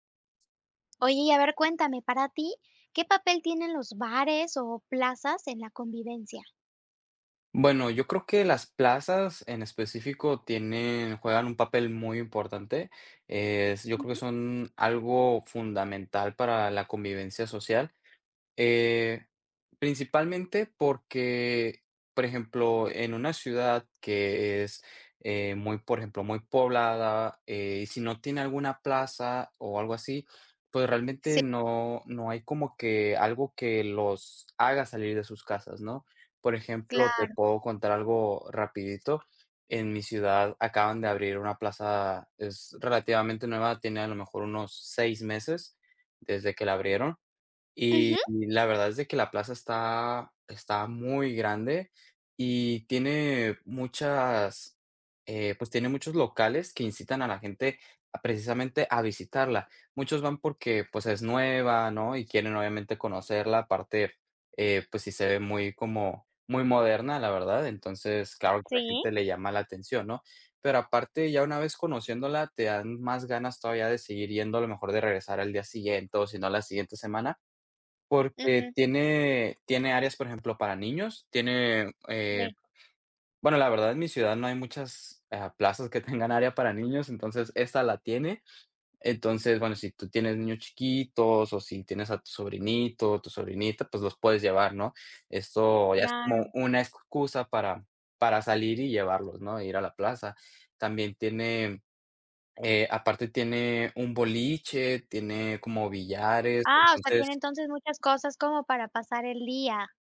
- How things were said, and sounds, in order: none
- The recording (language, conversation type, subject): Spanish, podcast, ¿Qué papel cumplen los bares y las plazas en la convivencia?